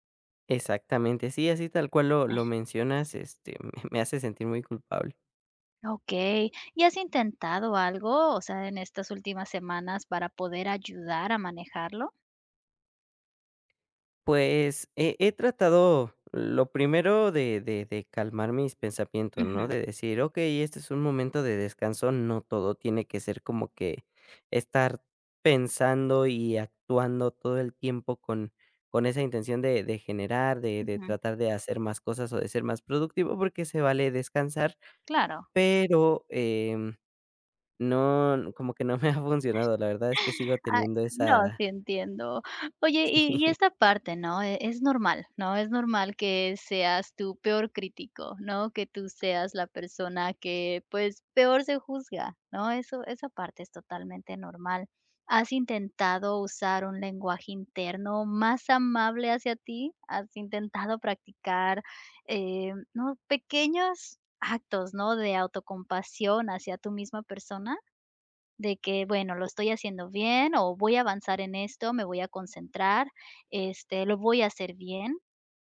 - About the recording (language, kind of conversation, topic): Spanish, advice, ¿Cómo puedo manejar pensamientos negativos recurrentes y una autocrítica intensa?
- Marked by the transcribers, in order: other noise; tapping; laughing while speaking: "me ha"; chuckle; laughing while speaking: "Sí"